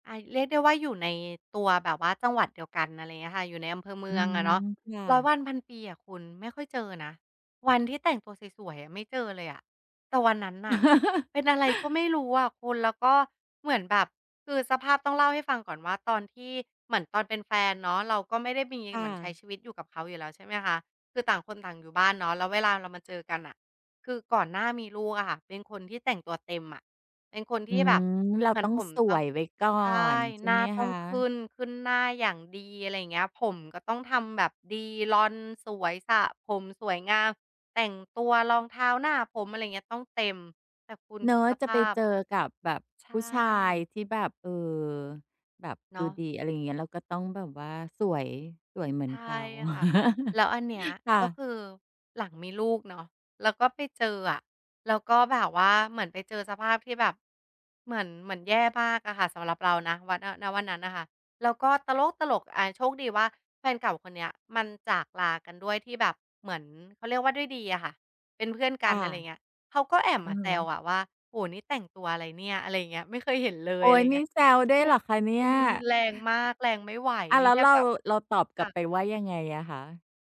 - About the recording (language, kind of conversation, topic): Thai, podcast, คุณคิดว่าการแต่งกายส่งผลต่อความมั่นใจอย่างไรบ้าง?
- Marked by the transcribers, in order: other background noise; chuckle; chuckle; stressed: "ตลก"